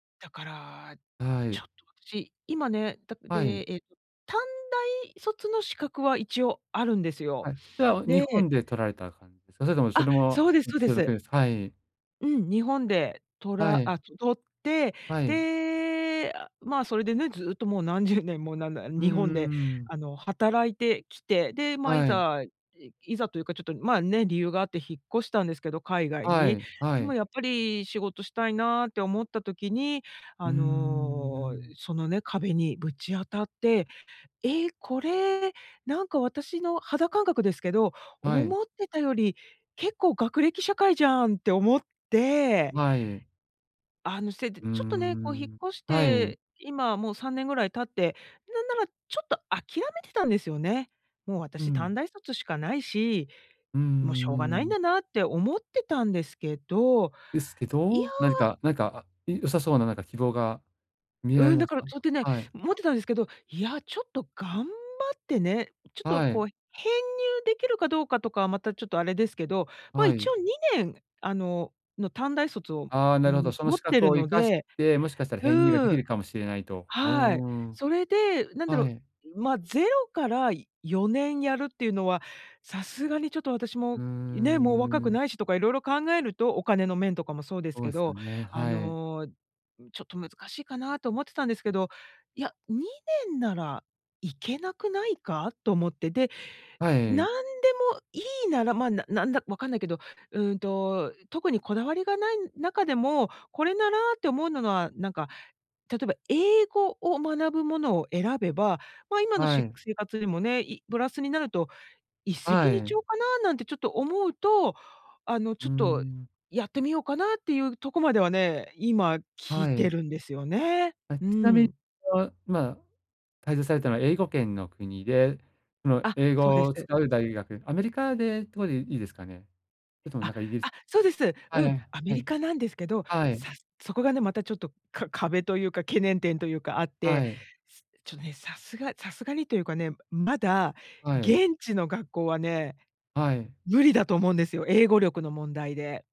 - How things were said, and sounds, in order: other background noise; tapping
- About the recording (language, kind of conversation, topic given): Japanese, advice, 現実的で達成しやすい目標はどのように設定すればよいですか？